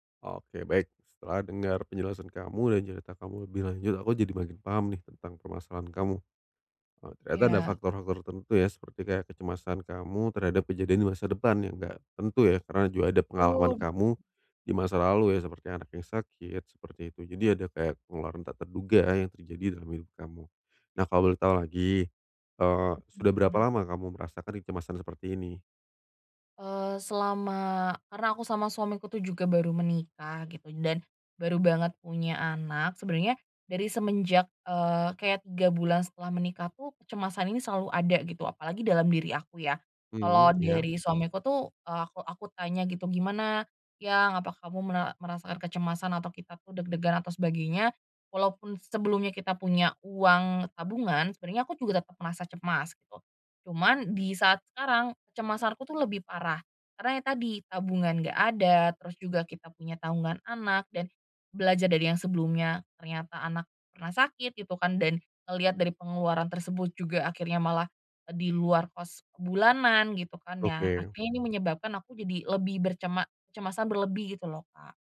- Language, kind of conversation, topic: Indonesian, advice, Bagaimana cara mengelola kecemasan saat menjalani masa transisi dan menghadapi banyak ketidakpastian?
- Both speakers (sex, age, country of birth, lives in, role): female, 25-29, Indonesia, Indonesia, user; male, 30-34, Indonesia, Indonesia, advisor
- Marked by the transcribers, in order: other background noise; in English: "cost"